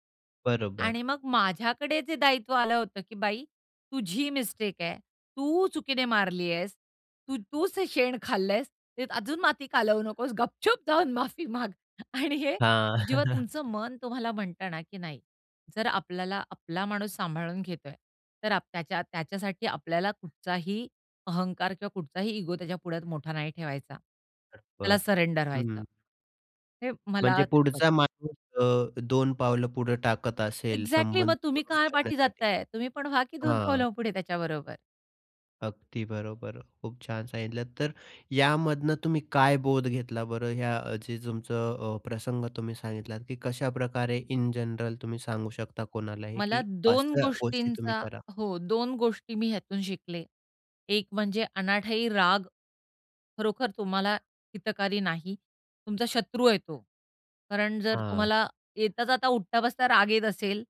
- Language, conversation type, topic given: Marathi, podcast, नात्यांमधील चुकांमधून तुम्ही काय शिकलात?
- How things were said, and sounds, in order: tapping; laughing while speaking: "गपचूप जाऊन माफी माग"; chuckle; other noise; in English: "सरेंडर"; in English: "एक्झॅक्टली"; in English: "इन जनरल"